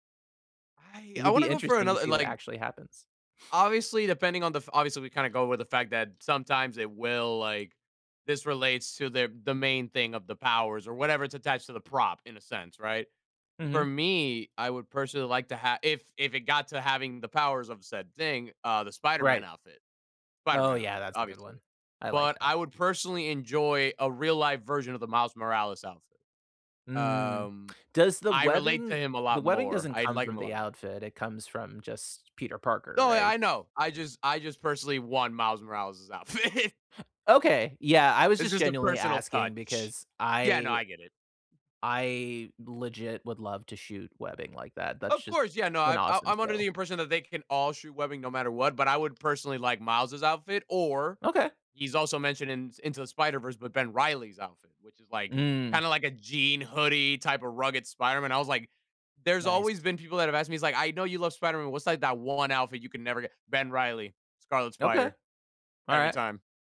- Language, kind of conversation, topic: English, unstructured, What film prop should I borrow, and how would I use it?
- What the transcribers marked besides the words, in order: laughing while speaking: "outfit"